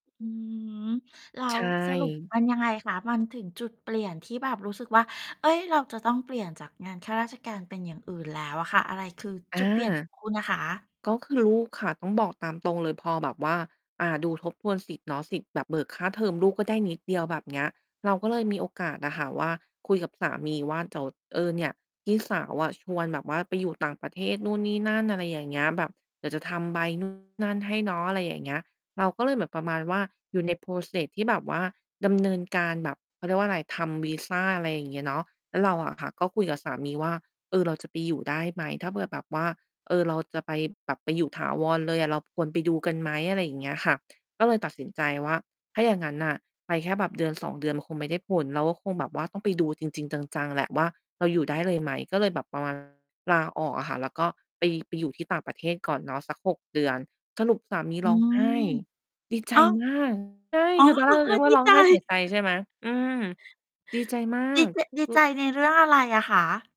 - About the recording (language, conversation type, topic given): Thai, podcast, คุณคิดอย่างไรกับการเปลี่ยนงานเพราะเงินกับเพราะความสุข?
- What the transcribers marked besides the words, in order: static; distorted speech; in English: "process"; laughing while speaking: "ร้องไห้ดีใจ"